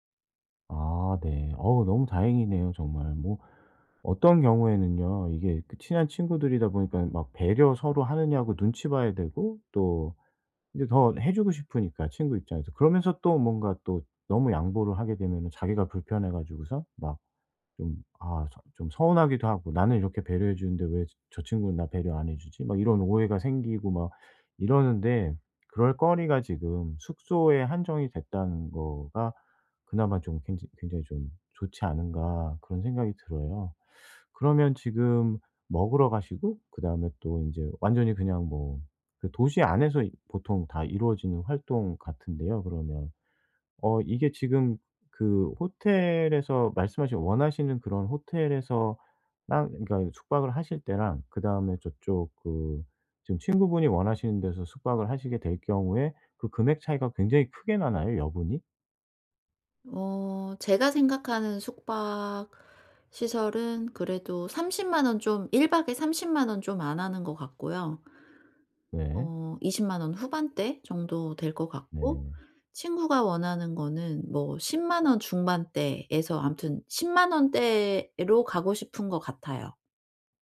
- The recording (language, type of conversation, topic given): Korean, advice, 여행 예산을 정하고 예상 비용을 지키는 방법
- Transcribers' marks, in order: other background noise